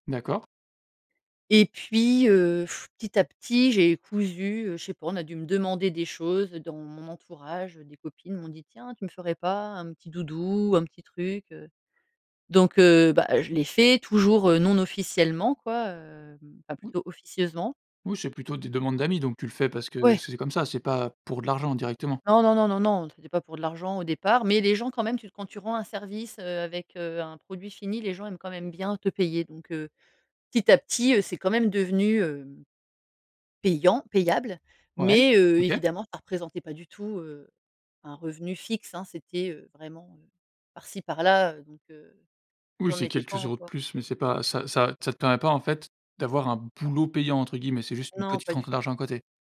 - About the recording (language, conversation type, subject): French, podcast, Comment transformer une compétence en un travail rémunéré ?
- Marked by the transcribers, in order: blowing; unintelligible speech; anticipating: "Ouais !"; stressed: "pour"; stressed: "mais"; stressed: "payant"